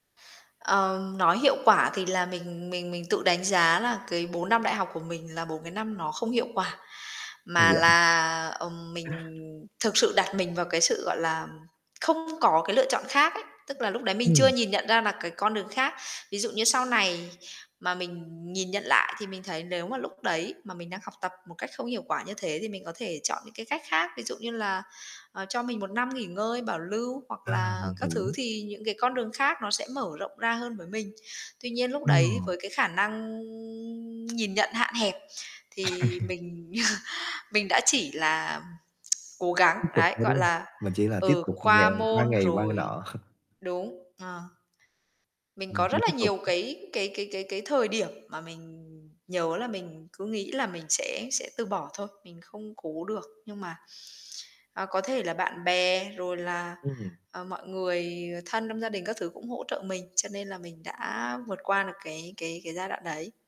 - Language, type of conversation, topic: Vietnamese, podcast, Làm sao bạn giữ được động lực học khi cảm thấy chán nản?
- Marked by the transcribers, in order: static; distorted speech; laugh; drawn out: "năng"; chuckle; tsk; chuckle; unintelligible speech